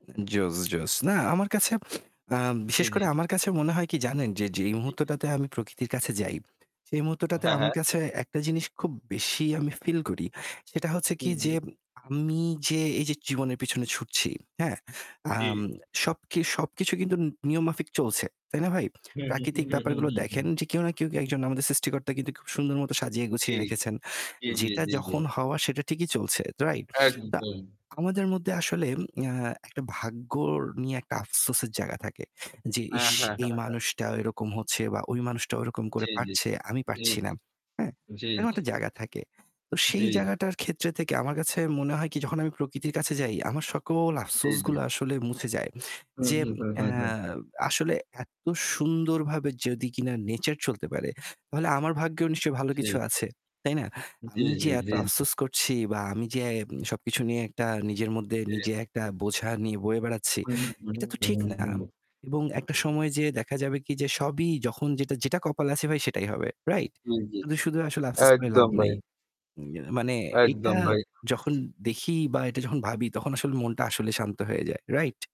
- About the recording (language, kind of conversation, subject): Bengali, unstructured, প্রকৃতির কোন অংশ তোমাকে সবচেয়ে বেশি আনন্দ দেয়?
- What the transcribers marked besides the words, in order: static; other background noise; distorted speech; tapping; in English: "feel"; in English: "nature"; unintelligible speech